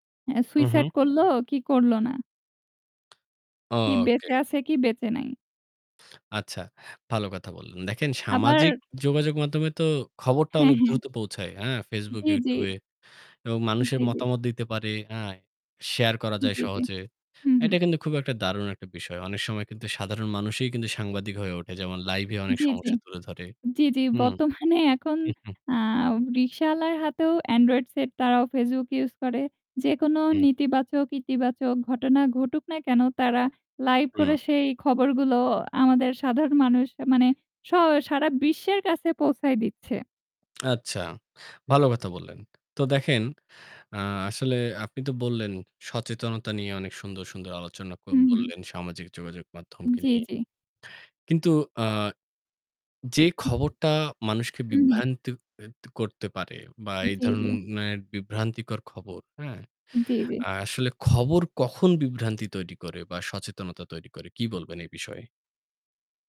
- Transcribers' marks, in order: static; chuckle; "ধরনের" said as "ধরননের"
- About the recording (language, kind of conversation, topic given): Bengali, unstructured, খবরের মাধ্যমে সামাজিক সচেতনতা কতটা বাড়ানো সম্ভব?